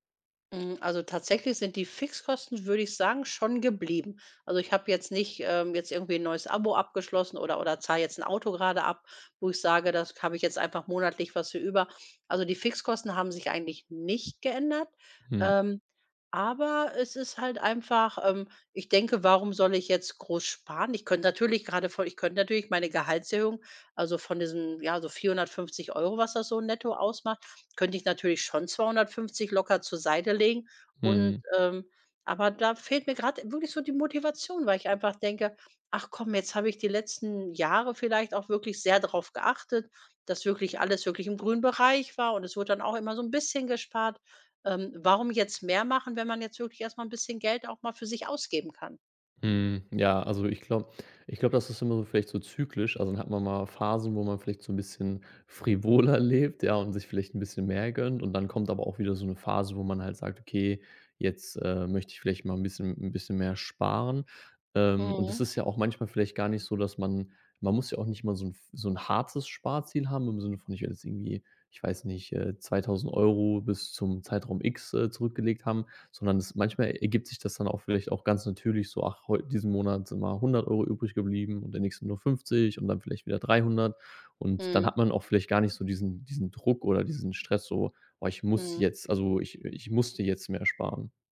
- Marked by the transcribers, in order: stressed: "nicht"; joyful: "frivoler lebt, ja"
- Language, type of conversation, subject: German, advice, Warum habe ich seit meiner Gehaltserhöhung weniger Lust zu sparen und gebe mehr Geld aus?